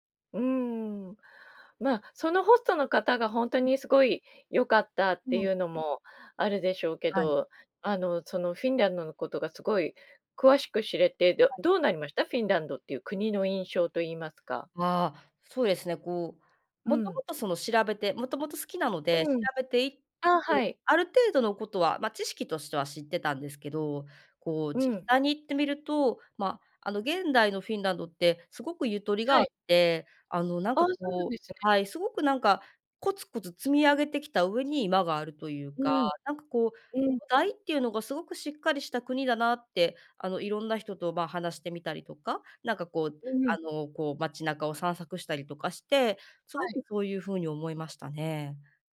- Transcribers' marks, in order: other background noise
- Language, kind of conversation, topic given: Japanese, podcast, 心が温かくなった親切な出会いは、どんな出来事でしたか？